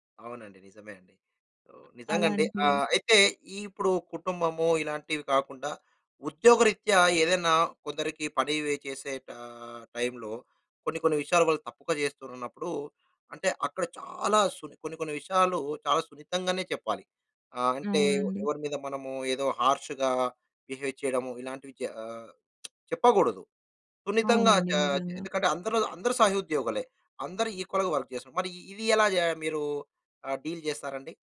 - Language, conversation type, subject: Telugu, podcast, సున్నితమైన విషయాల గురించి మాట్లాడేటప్పుడు మీరు ఎలా జాగ్రత్తగా వ్యవహరిస్తారు?
- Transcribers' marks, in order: other background noise; in English: "హార్ష్‌గా బిహేవ్"; lip smack; tapping; in English: "ఈక్వల్‌గా వర్క్"; in English: "డీల్"